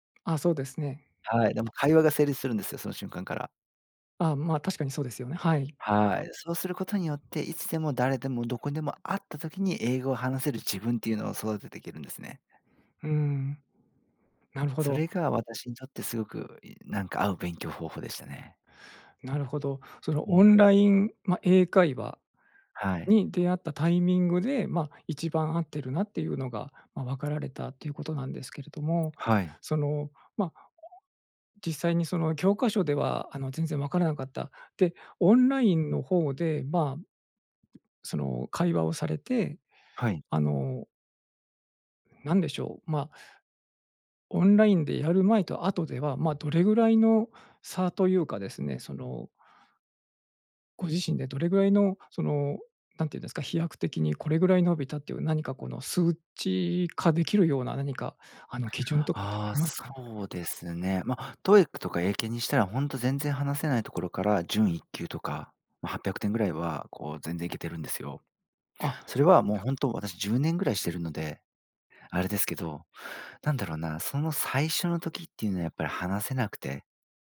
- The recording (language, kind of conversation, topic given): Japanese, podcast, 自分に合う勉強法はどうやって見つけましたか？
- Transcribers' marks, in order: tapping; other background noise; other noise